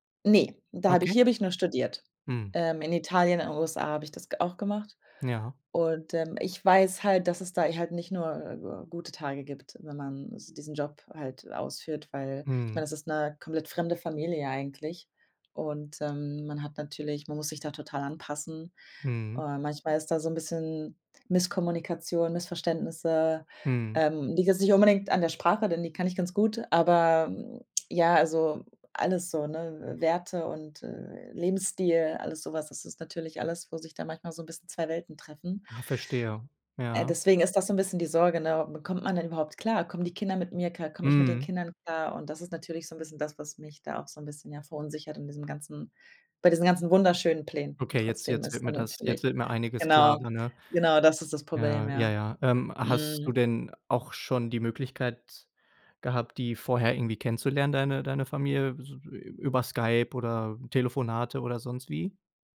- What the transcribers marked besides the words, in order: other noise; other background noise
- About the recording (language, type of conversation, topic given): German, advice, Welche Sorgen und Ängste hast du wegen des Umzugs in eine fremde Stadt und des Neuanfangs?